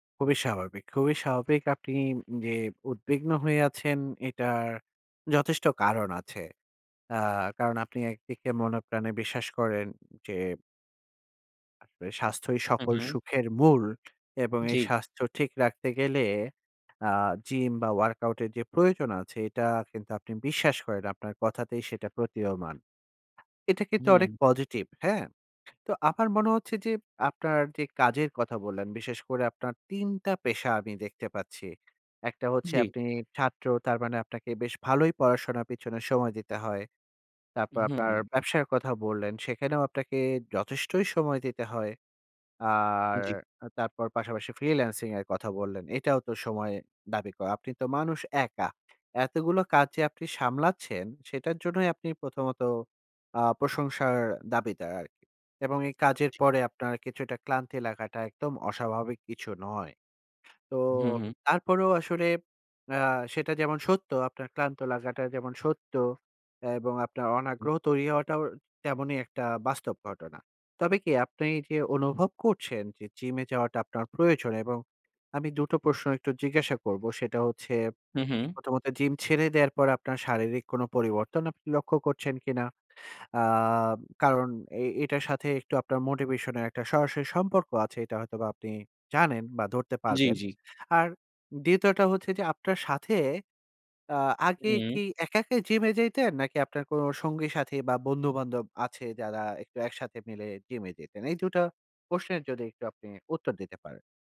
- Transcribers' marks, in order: tapping; other background noise; lip smack
- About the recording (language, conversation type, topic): Bengali, advice, জিমে যাওয়ার উৎসাহ পাচ্ছি না—আবার কীভাবে আগ্রহ ফিরে পাব?